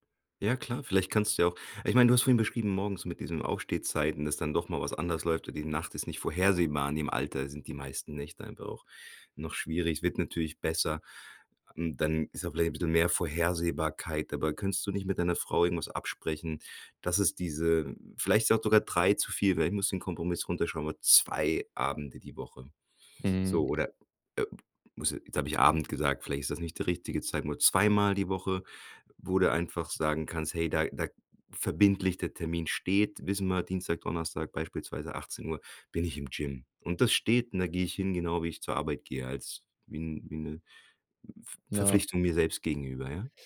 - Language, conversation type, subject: German, advice, Wie kann ich mit einem schlechten Gewissen umgehen, wenn ich wegen der Arbeit Trainingseinheiten verpasse?
- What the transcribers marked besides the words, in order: other background noise